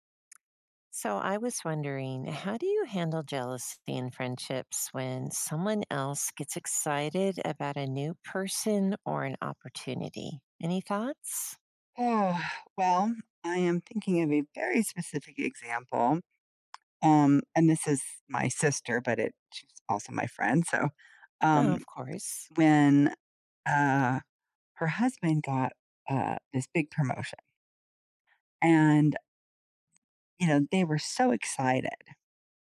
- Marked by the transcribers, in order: tapping; stressed: "very"
- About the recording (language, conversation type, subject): English, unstructured, How can one handle jealousy when friends get excited about something new?
- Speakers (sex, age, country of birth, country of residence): female, 55-59, United States, United States; female, 60-64, United States, United States